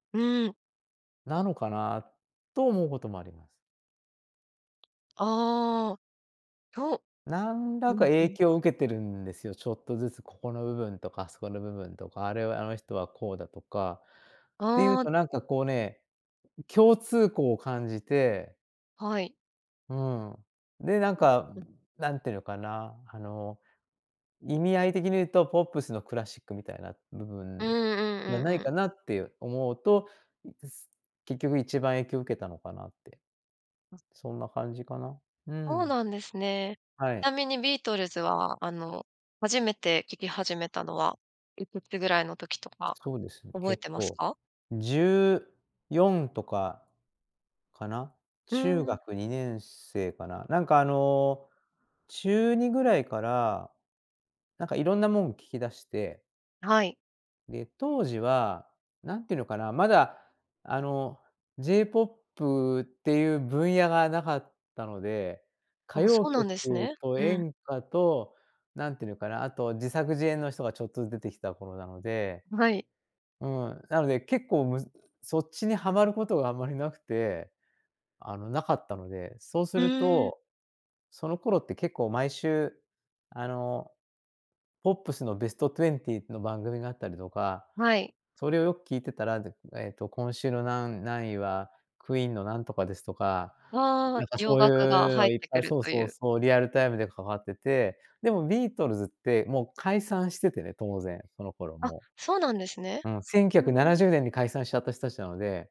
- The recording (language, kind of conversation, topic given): Japanese, podcast, 一番影響を受けたアーティストはどなたですか？
- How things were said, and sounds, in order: other background noise